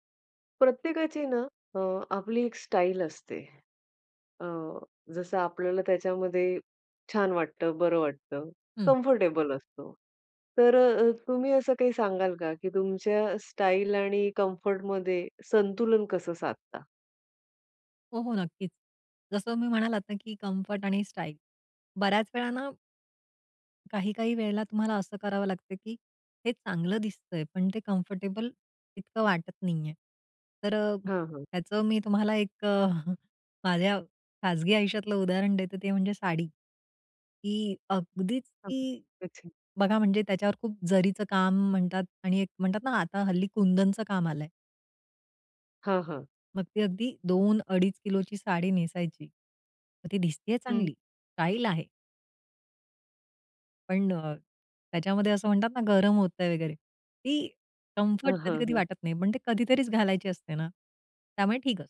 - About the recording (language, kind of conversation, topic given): Marathi, podcast, कपड्यांमध्ये आराम आणि देखणेपणा यांचा समतोल तुम्ही कसा साधता?
- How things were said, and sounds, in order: in English: "कम्फर्टेबल"; tapping; in English: "कम्फर्टेबल"; chuckle; other background noise